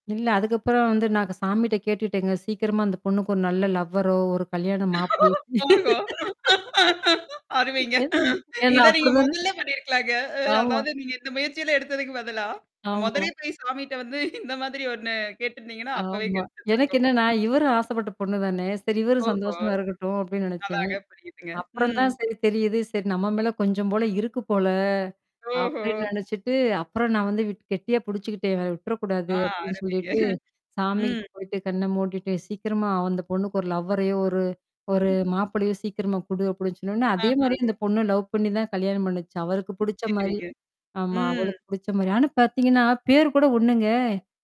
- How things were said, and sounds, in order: mechanical hum; laughing while speaking: "ஓஹோ! அருமைங்க. இத நீங்க முதல்ல … கேட்டுருந்தீங்கன்னா, அப்பவே கெடச்சிருந்துருக்கும்"; in English: "லவ்வரோ!"; laugh; laughing while speaking: "ஆமா"; static; distorted speech; chuckle; in English: "லவ்வரையோ"; other noise; in English: "லவ்"; tapping; other background noise
- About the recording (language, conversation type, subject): Tamil, podcast, ஒரு படம் உங்களைத் தனிமையிலிருந்து விடுபடுத்த முடியுமா?